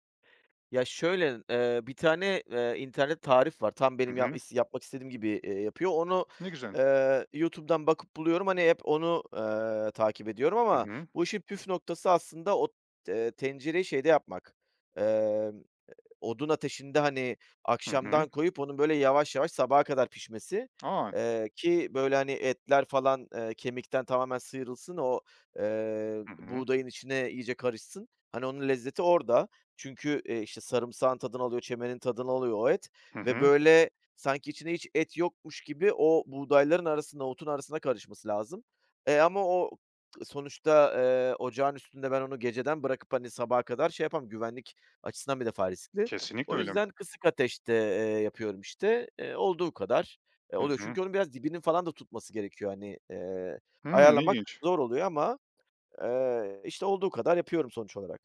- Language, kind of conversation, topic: Turkish, podcast, Ailenin aktardığı bir yemek tarifi var mı?
- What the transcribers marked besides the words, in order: other background noise